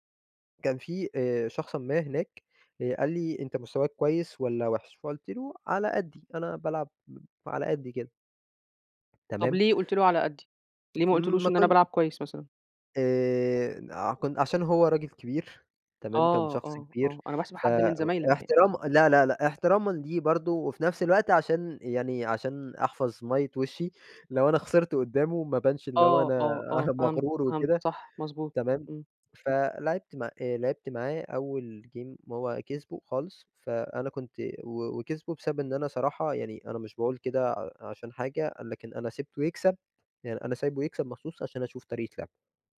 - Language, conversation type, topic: Arabic, podcast, إيه أسهل هواية ممكن الواحد يبدأ فيها في رأيك؟
- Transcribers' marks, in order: other background noise; tsk; laughing while speaking: "مغرور وكده"; in English: "game"